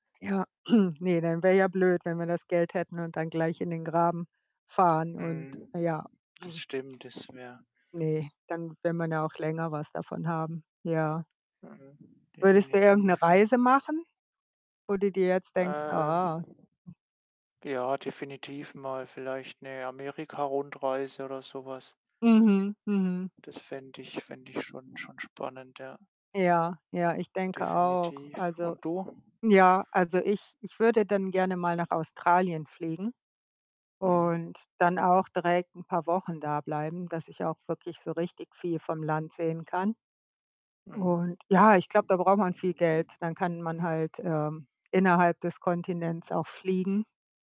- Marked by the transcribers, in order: throat clearing; throat clearing; other background noise
- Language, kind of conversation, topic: German, unstructured, Was würdest du tun, wenn du plötzlich viel Geld hättest?